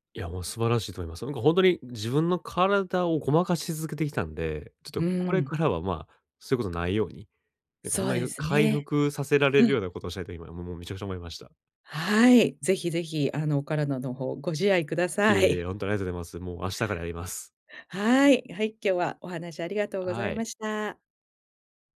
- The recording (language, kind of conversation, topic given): Japanese, advice, 短時間で元気を取り戻すにはどうすればいいですか？
- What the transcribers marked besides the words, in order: chuckle